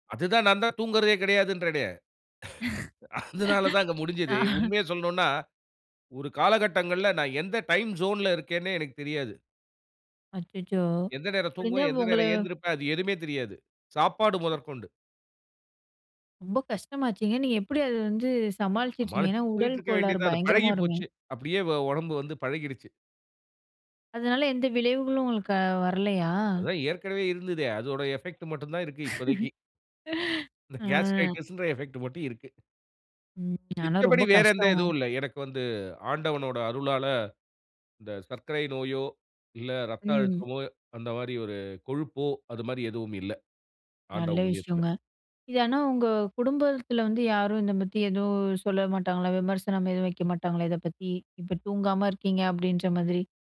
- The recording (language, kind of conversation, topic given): Tamil, podcast, இரவில்தூங்குவதற்குமுன் நீங்கள் எந்த வரிசையில் என்னென்ன செய்வீர்கள்?
- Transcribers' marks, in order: groan; laughing while speaking: "அ"; in English: "டைம் ஜோன்ல"; other noise; in English: "எஃபக்ட்"; laugh; in English: "காஸ்டிரய்ட்டிஸ்"; in English: "எஃபக்ட்"